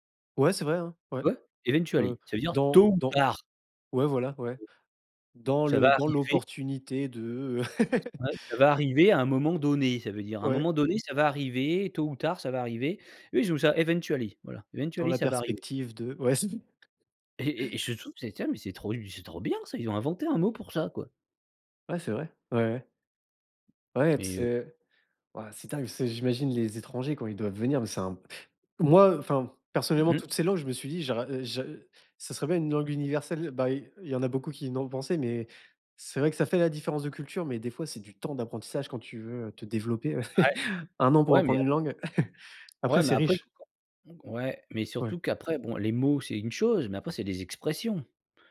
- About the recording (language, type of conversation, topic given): French, podcast, Y a-t-il un mot intraduisible que tu aimes particulièrement ?
- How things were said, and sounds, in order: in English: "eventually"; stressed: "tôt ou tard"; other background noise; laugh; in English: "eventually"; in English: "Eventually"; tapping; chuckle; unintelligible speech